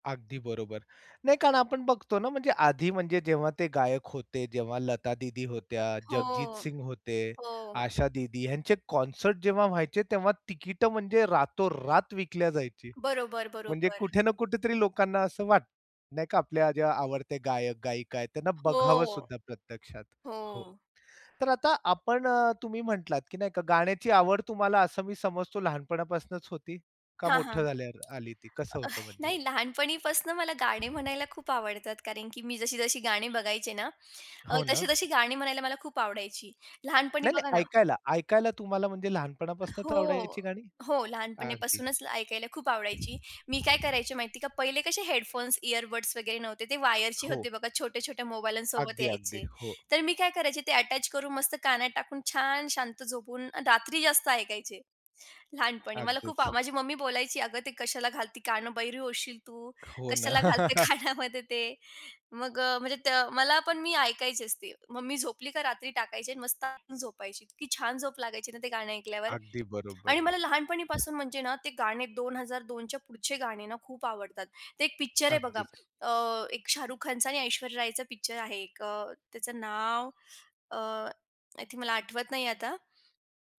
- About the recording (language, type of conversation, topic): Marathi, podcast, गाण्यांमधून तुम्हाला कोणती भावना सर्वात जास्त भिडते?
- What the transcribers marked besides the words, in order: tapping; other background noise; in English: "कॉन्सर्ट"; horn; in English: "अटॅच"; chuckle; laughing while speaking: "कानामध्ये"; other noise